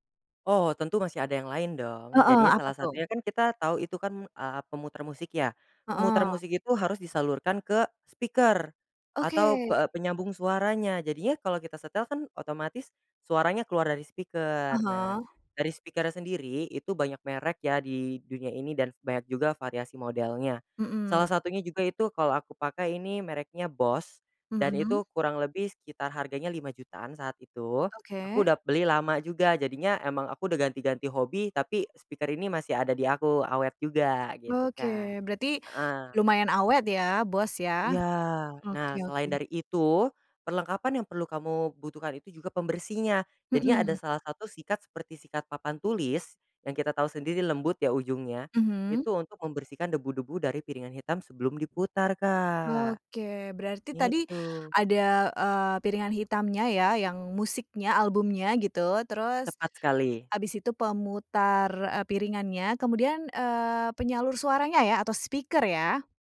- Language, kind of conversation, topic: Indonesian, podcast, Apa saja tips sederhana untuk pemula yang ingin mencoba hobi ini?
- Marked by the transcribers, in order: in English: "speaker"; in English: "speaker"; in English: "speaker-nya"; in English: "speaker"; "gitu" said as "ngitu"; in English: "speaker"